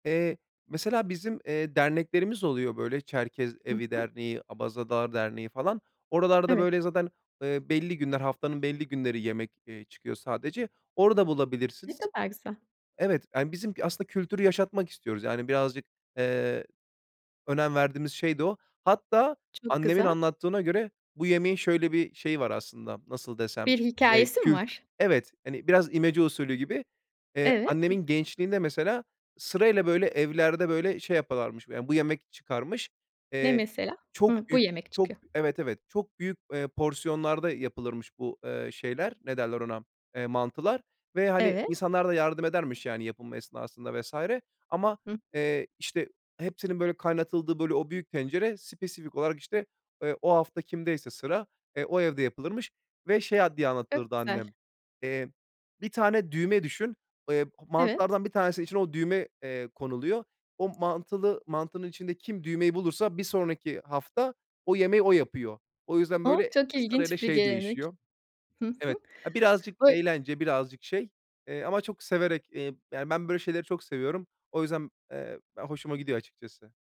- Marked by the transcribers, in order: tapping; other background noise
- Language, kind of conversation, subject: Turkish, podcast, Ailenizin yemek kültürüne dair bir anınızı paylaşır mısınız?